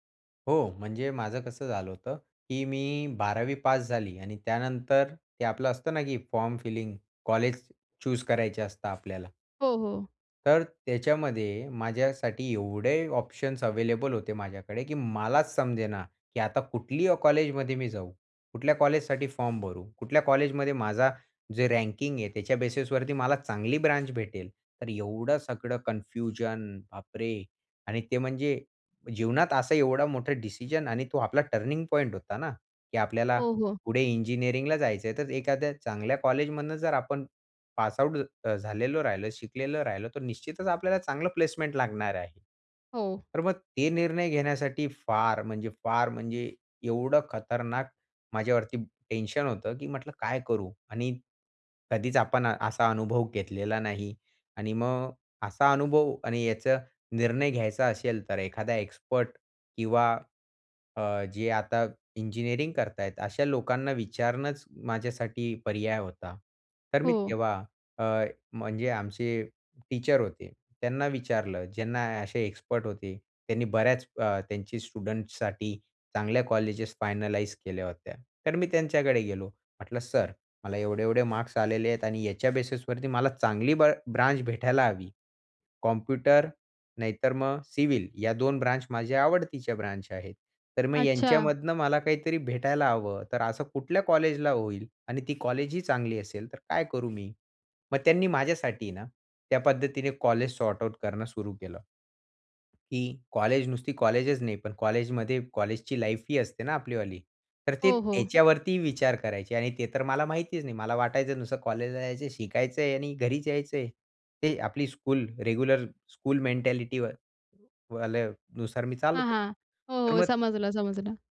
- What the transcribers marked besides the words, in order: in English: "चूज"; other noise; other background noise; tapping; in English: "प्लेसमेंट"; in English: "फायनलाईज"; in English: "सॉर्ट आउट"
- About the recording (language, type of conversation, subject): Marathi, podcast, खूप पर्याय असताना तुम्ही निवड कशी करता?